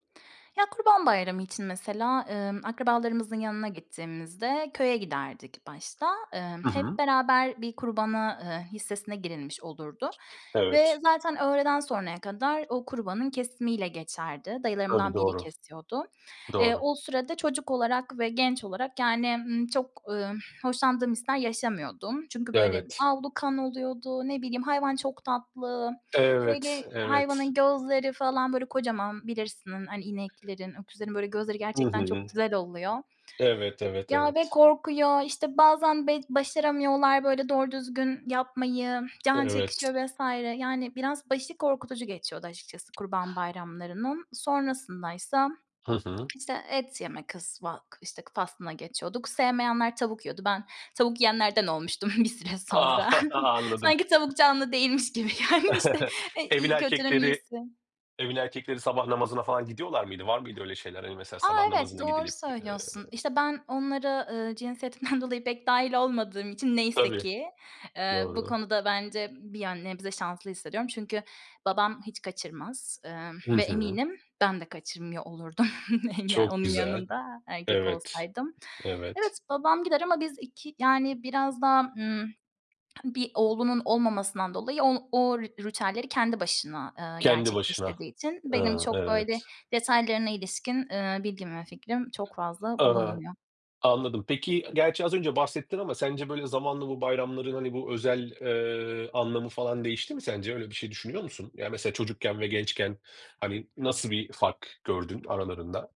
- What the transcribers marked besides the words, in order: other background noise; tapping; unintelligible speech; laughing while speaking: "bir süre sonra. Sanki tavuk canlı değilmiş gibi gelmişti"; chuckle; chuckle
- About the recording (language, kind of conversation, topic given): Turkish, podcast, Bayramlar ve kutlamalar senin için ne ifade ediyor?